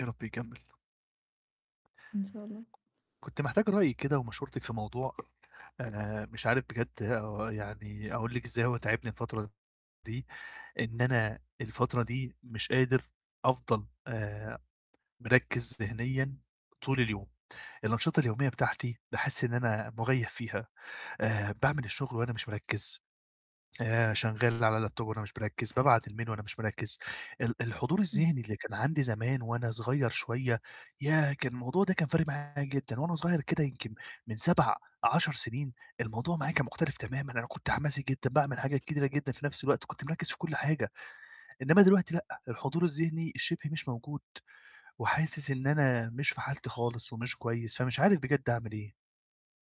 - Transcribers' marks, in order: tapping; other background noise; other noise; distorted speech; "بتاعتي" said as "بتاحتي"; in English: "لاب توب"; in English: "الmail"; throat clearing; door
- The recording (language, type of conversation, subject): Arabic, advice, إزاي أقدر أفضل حاضر ذهنيًا وأنا بعمل أنشطتي اليومية؟